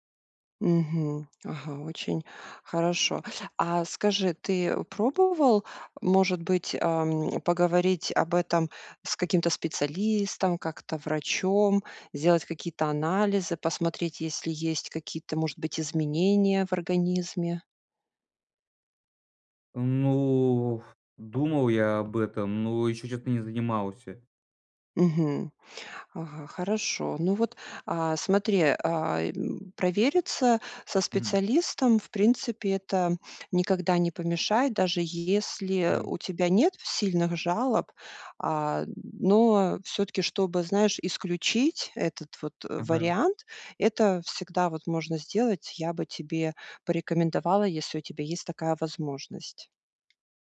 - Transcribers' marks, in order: drawn out: "Ну"; tapping
- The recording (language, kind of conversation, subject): Russian, advice, Почему я постоянно чувствую усталость по утрам, хотя высыпаюсь?